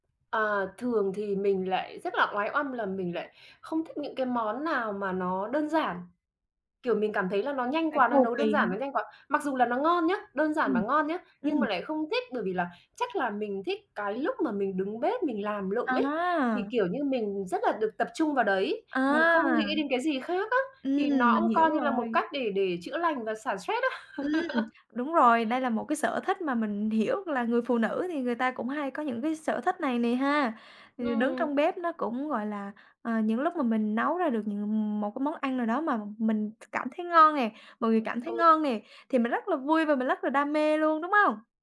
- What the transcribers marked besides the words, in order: tapping; laugh; other background noise
- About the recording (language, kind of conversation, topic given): Vietnamese, podcast, Món ăn bạn tự nấu mà bạn thích nhất là món gì?